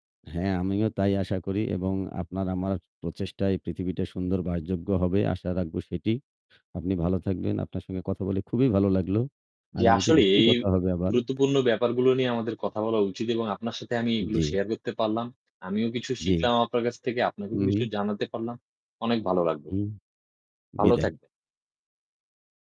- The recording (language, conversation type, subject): Bengali, unstructured, পরিবেশ দূষণ কমানোর কোনো সহজ উপায় কী হতে পারে?
- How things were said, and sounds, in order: static